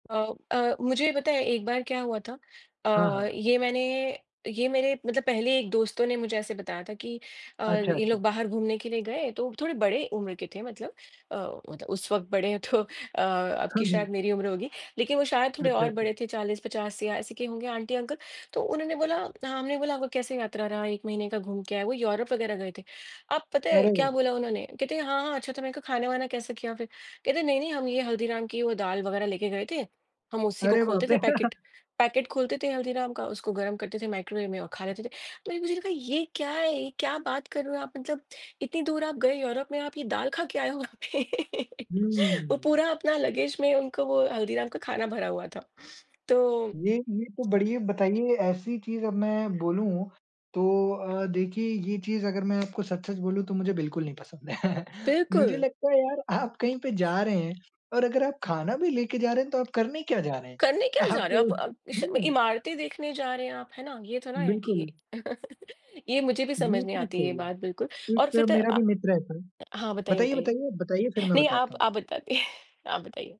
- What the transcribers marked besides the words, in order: other background noise; laughing while speaking: "तो"; tapping; chuckle; laughing while speaking: "वहाँ पे"; chuckle; in English: "लगेज़"; chuckle; laughing while speaking: "आप"; chuckle; chuckle
- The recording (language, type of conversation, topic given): Hindi, unstructured, यात्रा के दौरान स्थानीय भोजन का अनुभव आपके लिए कितना खास होता है?